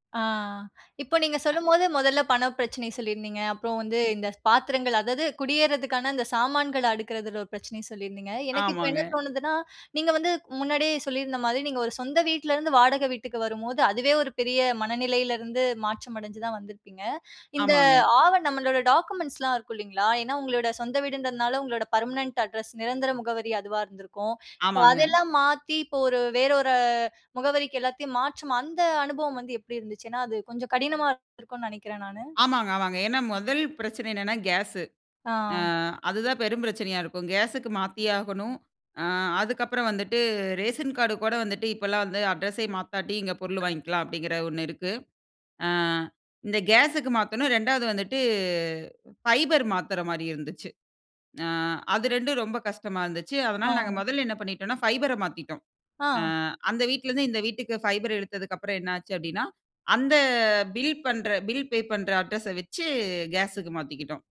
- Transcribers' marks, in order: other background noise; "ஆவணம்" said as "ஆவ"; in English: "டாக்குமெண்ட்ஸ்லாம்"; in English: "பெர்மனன்ட் அட்ரஸ்"; in English: "ஃபைபர்"; in English: "ஃபைபர்ர"; in English: "பைபர்ர"; in English: "பில் பே"
- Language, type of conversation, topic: Tamil, podcast, குடியேறும் போது நீங்கள் முதன்மையாக சந்திக்கும் சவால்கள் என்ன?